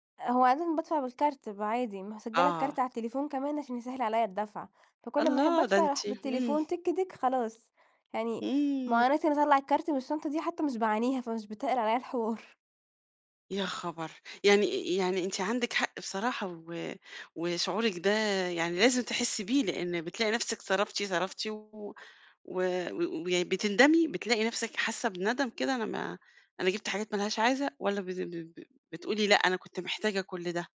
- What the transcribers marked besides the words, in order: tapping
- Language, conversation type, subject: Arabic, advice, إزاي أقدر أتابع مصاريفي اليومية وأفهم فلوسي بتروح فين؟